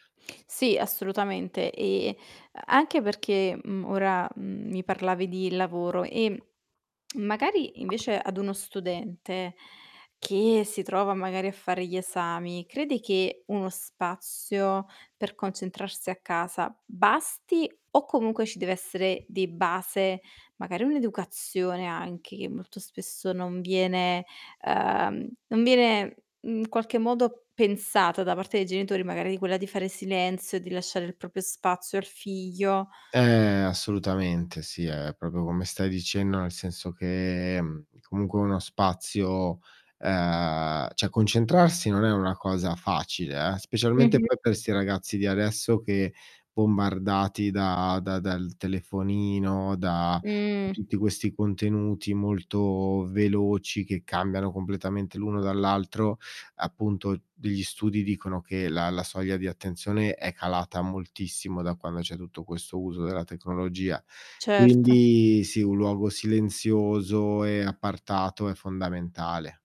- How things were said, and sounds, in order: tapping; lip smack; static; drawn out: "Eh"; other background noise; drawn out: "che"; drawn out: "uhm"; "cioè" said as "ceh"; distorted speech
- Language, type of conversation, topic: Italian, podcast, Come organizzi lo spazio di casa per riuscire a concentrarti meglio?